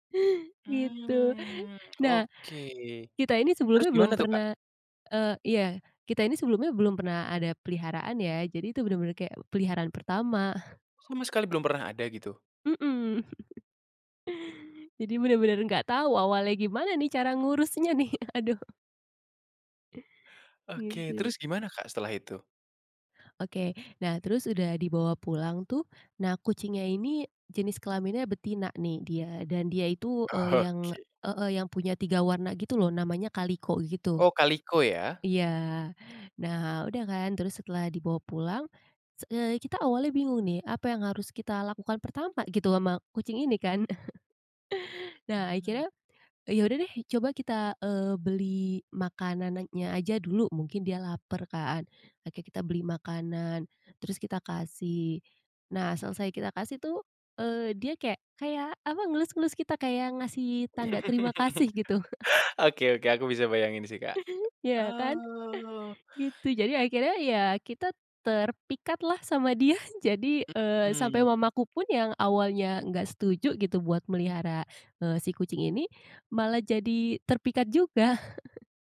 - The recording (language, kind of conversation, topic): Indonesian, podcast, Apa kenangan terbaikmu saat memelihara hewan peliharaan pertamamu?
- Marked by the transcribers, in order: drawn out: "Mmm"; chuckle; tapping; chuckle; laughing while speaking: "nih, aduh"; laughing while speaking: "Oke"; chuckle; chuckle; chuckle; drawn out: "Oh"; laughing while speaking: "dia"; chuckle